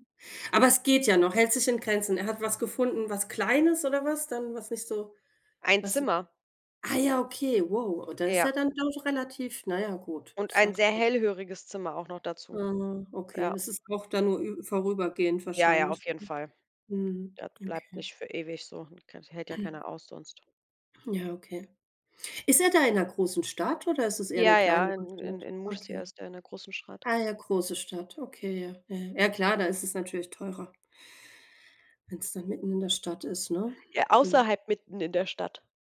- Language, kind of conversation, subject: German, unstructured, Wie gehst du im Alltag mit deinem Geld um?
- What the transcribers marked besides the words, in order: throat clearing; "Stadt" said as "Schrat"